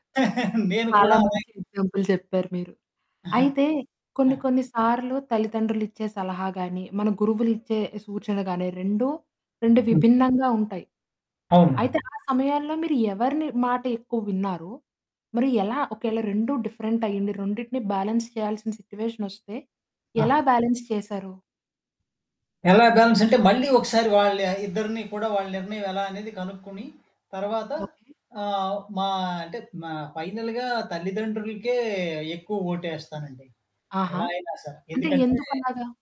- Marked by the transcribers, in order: chuckle; static; distorted speech; in English: "ఎక్సాంపుల్"; giggle; in English: "డిఫరెంట్"; in English: "బ్యాలెన్స్"; in English: "సిట్యుయేషన్"; in English: "బ్యాలెన్స్"; in English: "బ్యాలెన్స్"; in English: "ఫైనల్‌గా"
- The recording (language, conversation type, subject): Telugu, podcast, తల్లిదండ్రుల మార్గదర్శకత్వం ఇతర మార్గదర్శకుల మార్గదర్శకత్వం కంటే ఎలా భిన్నంగా ఉంటుందో చెప్పగలరా?